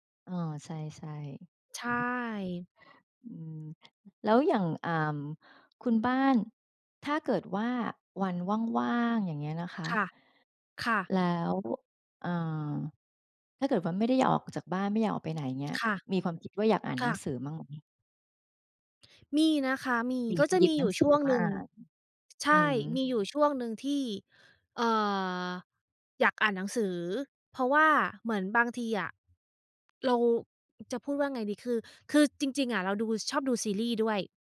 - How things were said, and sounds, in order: other background noise; tapping
- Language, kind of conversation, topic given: Thai, unstructured, คุณชอบการอ่านหนังสือหรือการดูหนังมากกว่ากัน?